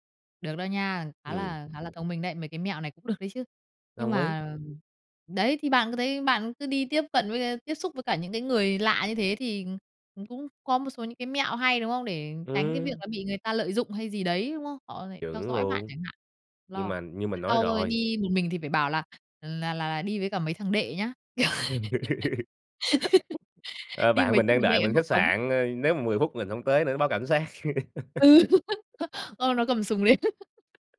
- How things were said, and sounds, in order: other background noise; tapping; background speech; laugh; laughing while speaking: "kiểu"; laugh; laughing while speaking: "Ừ"; laugh; laughing while speaking: "đến"; laugh
- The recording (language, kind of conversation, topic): Vietnamese, podcast, Bạn làm gì để giữ an toàn khi đi một mình?